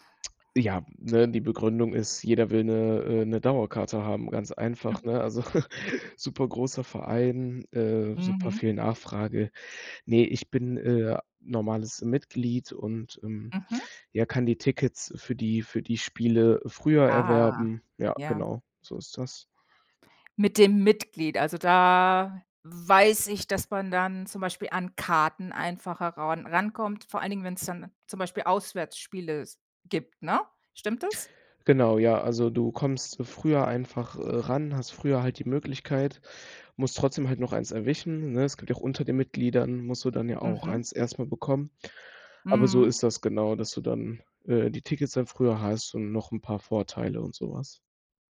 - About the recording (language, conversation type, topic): German, podcast, Erzähl mal, wie du zu deinem liebsten Hobby gekommen bist?
- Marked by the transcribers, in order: chuckle